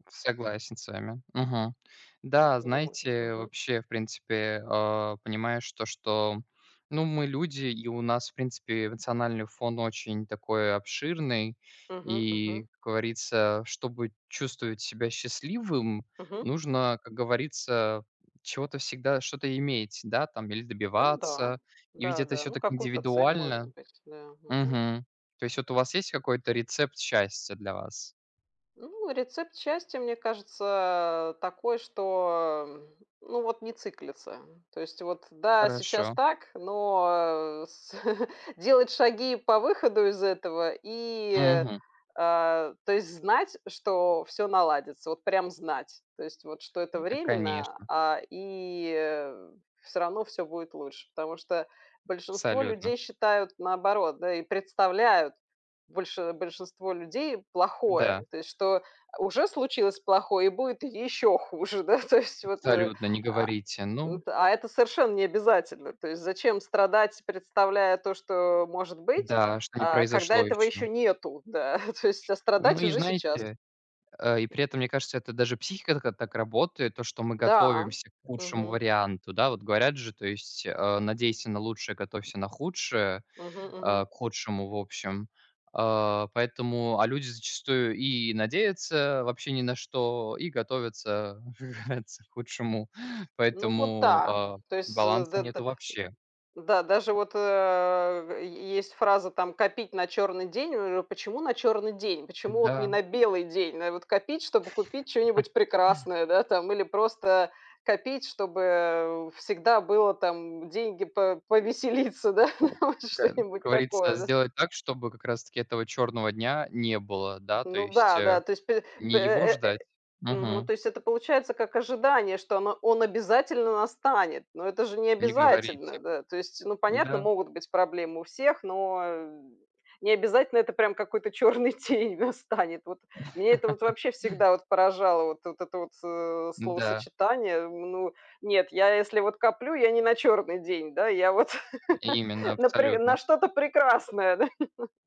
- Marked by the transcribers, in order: unintelligible speech; chuckle; other background noise; laughing while speaking: "хуже. Да, то есть"; laughing while speaking: "то есть"; chuckle; laugh; laughing while speaking: "повеселиться, да"; laughing while speaking: "черный день настанет"; laugh; laugh; laughing while speaking: "да"; laugh
- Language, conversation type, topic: Russian, unstructured, Как ты понимаешь слово «счастье»?